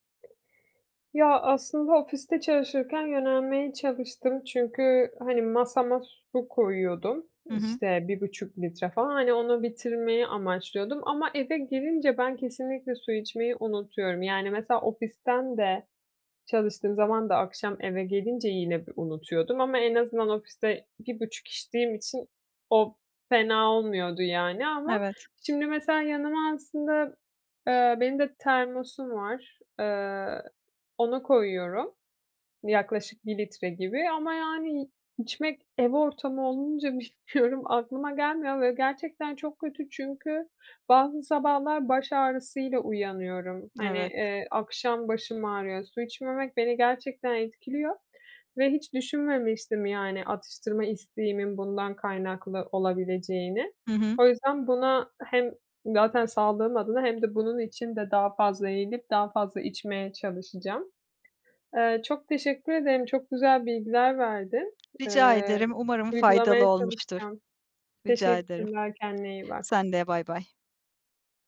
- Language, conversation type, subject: Turkish, advice, Günlük yaşamımda atıştırma dürtülerimi nasıl daha iyi kontrol edebilirim?
- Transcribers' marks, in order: tapping; "içtiğim" said as "iştiğim"; laughing while speaking: "bilmiyorum"; other background noise